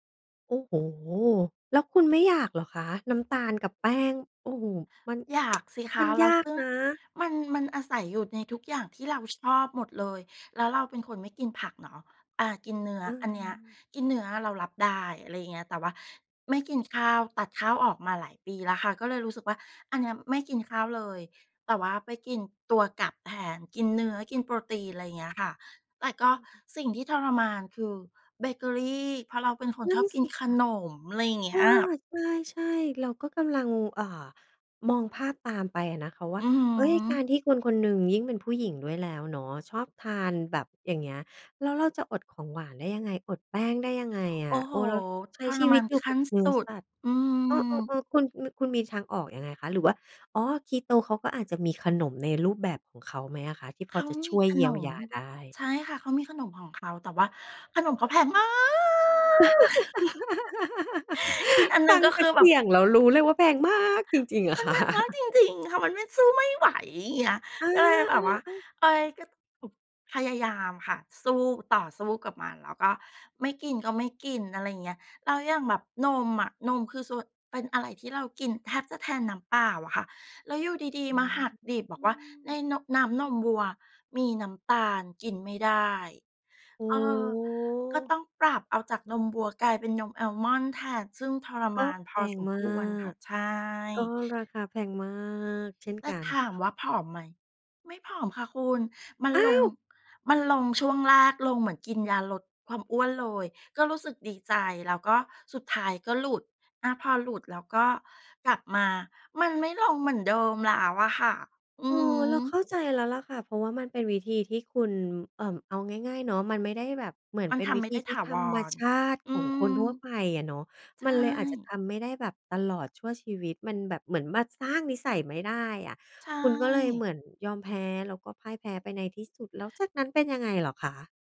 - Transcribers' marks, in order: tsk; other background noise; laugh; drawn out: "มาก"; chuckle; stressed: "มาก"; tapping; laughing while speaking: "ค่ะ"
- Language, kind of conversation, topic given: Thai, podcast, คุณเริ่มต้นจากตรงไหนเมื่อจะสอนตัวเองเรื่องใหม่ๆ?